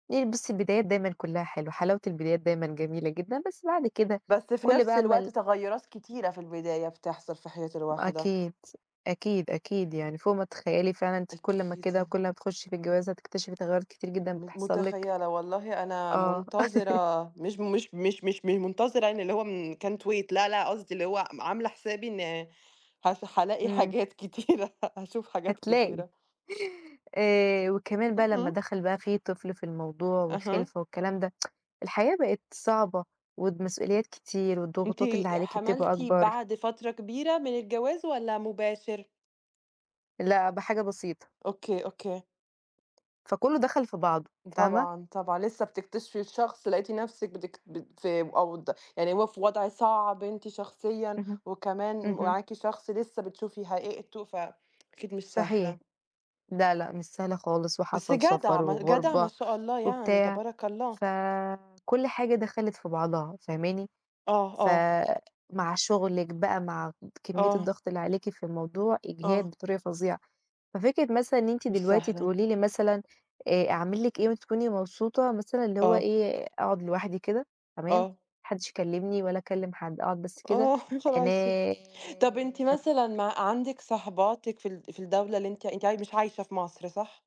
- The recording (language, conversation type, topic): Arabic, unstructured, إيه اللي بيخليك تحس بسعادة حقيقية؟
- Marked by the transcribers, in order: tapping; laugh; in English: "can't wait"; laughing while speaking: "هالاقي حاجات كتيرة، هاشوف حاجات كتيرة"; tsk; drawn out: "أنام"